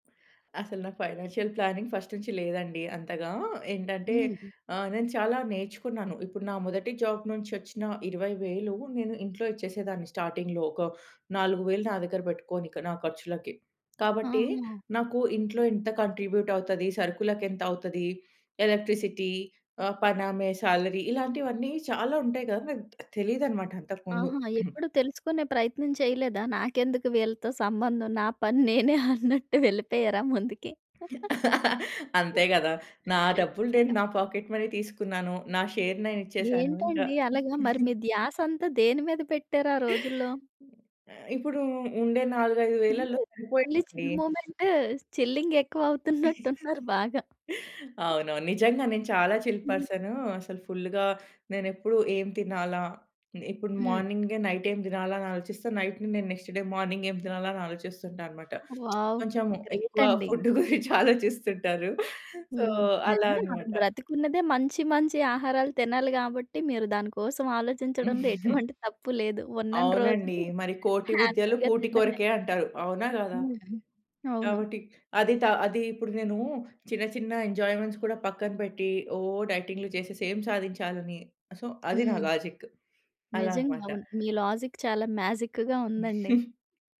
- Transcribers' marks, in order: in English: "ఫైనాన్షియల్ ప్లానింగ్ ఫస్ట్"; in English: "జాబ్"; in English: "స్టార్టింగ్‌లో"; in English: "కాంట్రిబ్యూట్"; in English: "ఎలక్ట్రిసిటీ?"; in English: "శాలరీ?"; tapping; throat clearing; chuckle; laugh; in English: "పాకెట్ మనీ"; in English: "షేర్"; chuckle; in English: "చిల్. ఓన్లీ చిల్ మొమెంట్ చిల్లింగ్"; chuckle; in English: "చిల్"; in English: "ఫుల్‌గా"; in English: "నైట్‌ని"; in English: "నెక్స్ట్ డే మార్నింగ్"; in English: "వావ్! గ్రేట్"; lip smack; laughing while speaking: "ఫుడ్ గురించి ఆలోచిస్తుంటారు"; in English: "ఫుడ్"; in English: "సో"; giggle; other background noise; in English: "హ్యాపీ‌గా"; in English: "ఎంజాయ్‌మెంట్స్"; in English: "సో"; in English: "లాజిక్"; in English: "లాజిక్"; in English: "మ్యాజిక్‌గా"; giggle
- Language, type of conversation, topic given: Telugu, podcast, జంటగా ఆర్థిక విషయాల గురించి సూటిగా, ప్రశాంతంగా ఎలా మాట్లాడుకోవాలి?